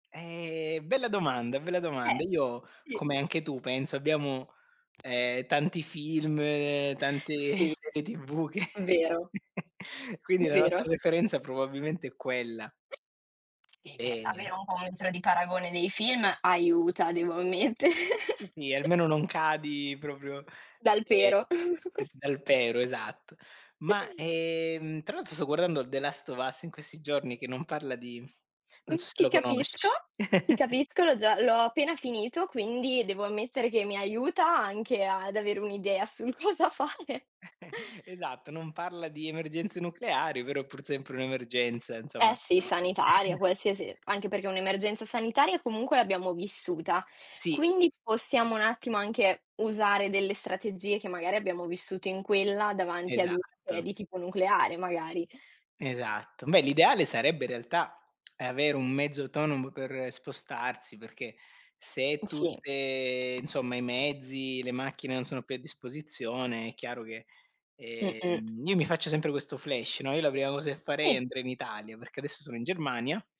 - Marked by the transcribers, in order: tapping; chuckle; other noise; laughing while speaking: "ammettere"; other background noise; "proprio" said as "propio"; chuckle; chuckle; laughing while speaking: "cosa fare"; chuckle; chuckle; sniff; drawn out: "tutte"
- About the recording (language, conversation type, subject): Italian, unstructured, Come ti comporteresti di fronte a una possibile emergenza nucleare?